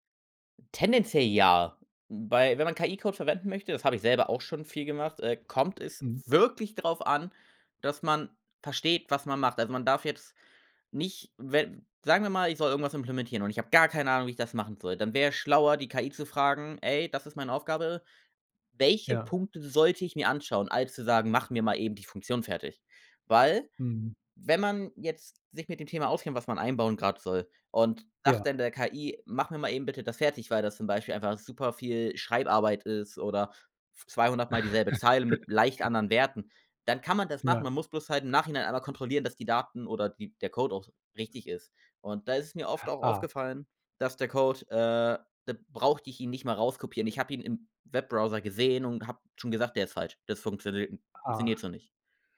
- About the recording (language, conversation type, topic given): German, podcast, Wann gehst du lieber ein Risiko ein, als auf Sicherheit zu setzen?
- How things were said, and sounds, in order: stressed: "wirklich"; stressed: "gar"; laugh